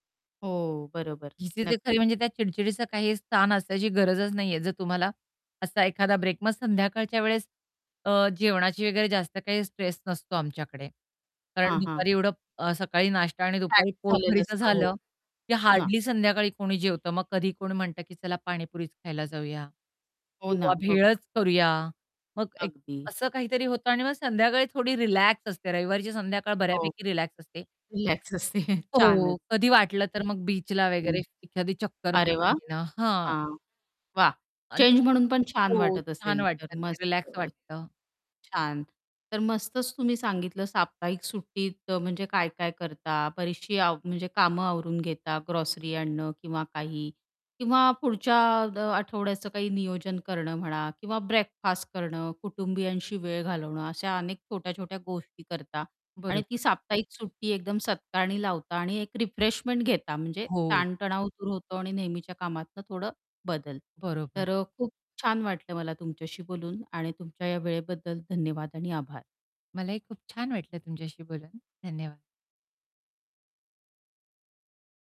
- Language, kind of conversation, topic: Marathi, podcast, साप्ताहिक सुट्टीत तुम्ही सर्वात जास्त काय करायला प्राधान्य देता?
- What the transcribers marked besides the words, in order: distorted speech; static; laughing while speaking: "असते, छानच!"; unintelligible speech; in English: "रिफ्रेशमेंट"